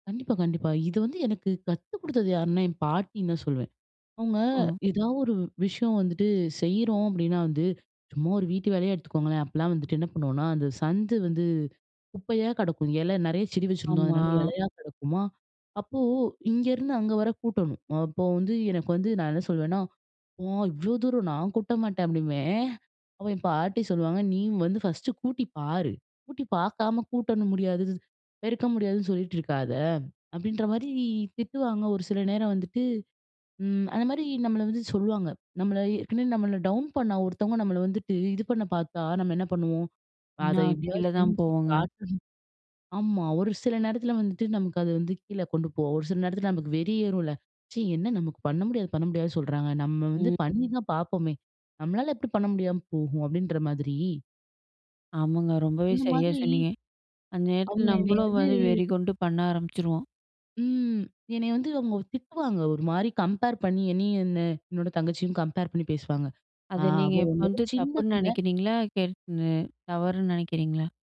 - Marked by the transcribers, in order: in English: "கம்பேர்"
- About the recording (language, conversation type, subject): Tamil, podcast, "எனக்கு தெரியாது" என்று சொல்வதால் நம்பிக்கை பாதிக்குமா?